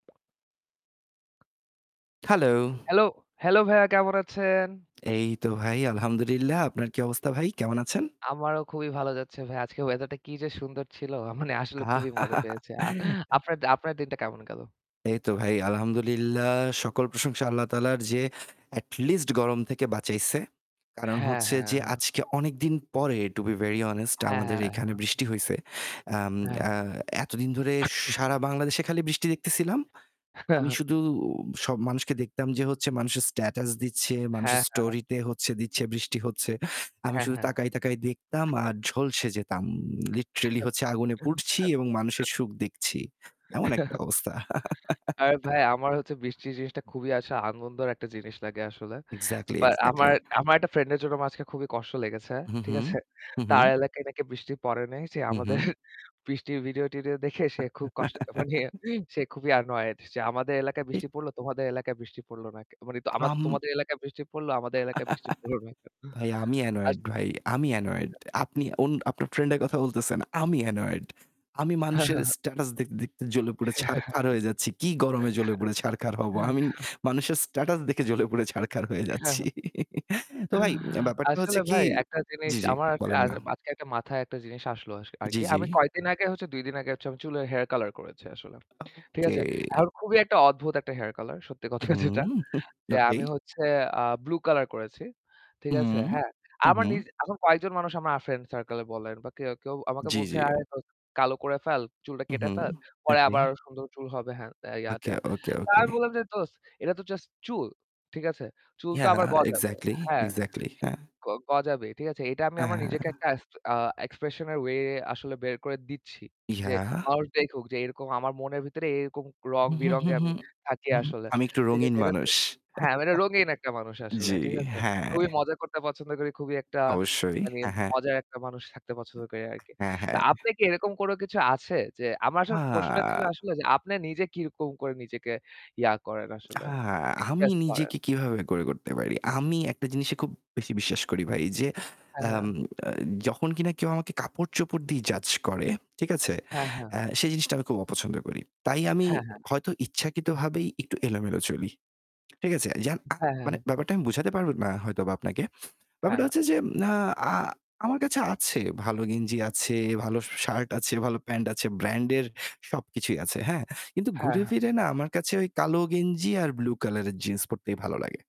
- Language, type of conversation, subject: Bengali, unstructured, নিজেকে প্রকাশ করতে তুমি কখন সবচেয়ে বেশি খুশি হও?
- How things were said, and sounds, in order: other background noise; tapping; static; laughing while speaking: "মানে আসলে খুবই মজা পেয়েছি। আ"; laugh; in English: "to be very honest"; cough; cough; chuckle; chuckle; "আসলে" said as "আসএ"; laugh; laughing while speaking: "আছে?"; laughing while speaking: "আমাদের"; laughing while speaking: "মানে"; laugh; in English: "annoyed"; unintelligible speech; laugh; in English: "annoyed"; distorted speech; in English: "annoyed"; unintelligible speech; in English: "annoyed"; laugh; laughing while speaking: "আমি মানুষের স্ট্যাটাস দেখে জ্বলে পুড়ে ছারখার হয়ে যাচ্ছি"; laugh; "এখন" said as "এহন"; laughing while speaking: "সত্যি কথা যেটা"; scoff; "একটা" said as "অ্যাআ"; laugh; "আপনি" said as "আপনে"